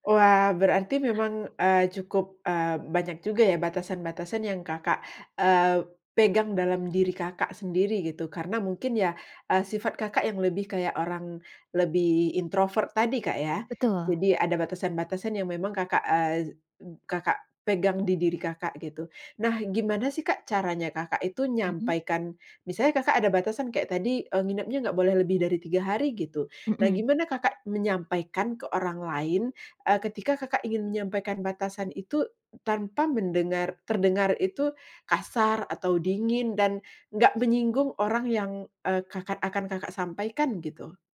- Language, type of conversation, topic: Indonesian, podcast, Bagaimana menyampaikan batasan tanpa terdengar kasar atau dingin?
- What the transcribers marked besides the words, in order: "Kakak" said as "kakat"